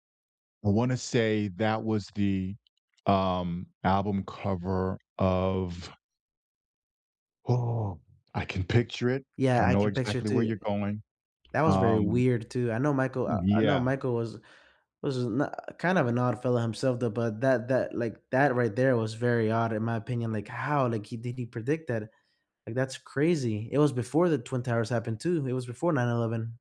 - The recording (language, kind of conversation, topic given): English, unstructured, Which childhood cartoons still hold up for you today, and what memories make them special?
- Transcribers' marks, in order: tapping